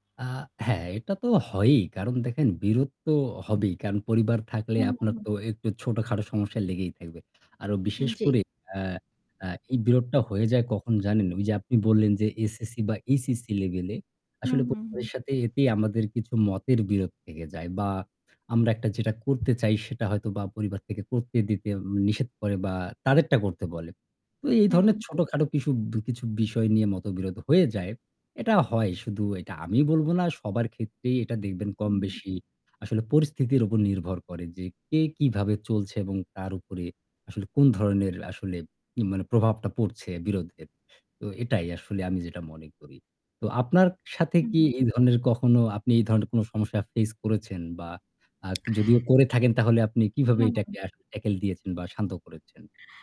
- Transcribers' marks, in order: static; other background noise; tapping; in English: "tackle"
- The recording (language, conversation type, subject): Bengali, unstructured, পরিবারের সঙ্গে বিরোধ হলে আপনি কীভাবে শান্তি বজায় রাখেন?